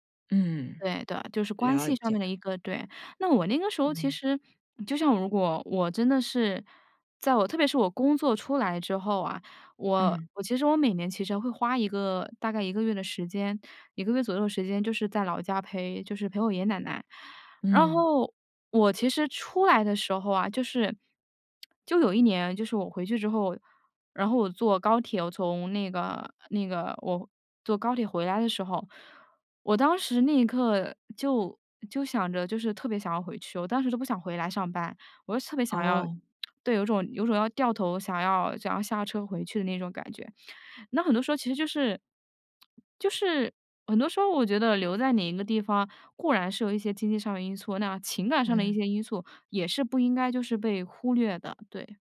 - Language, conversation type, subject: Chinese, podcast, 你会选择留在城市，还是回老家发展？
- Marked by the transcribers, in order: tsk; lip smack; tsk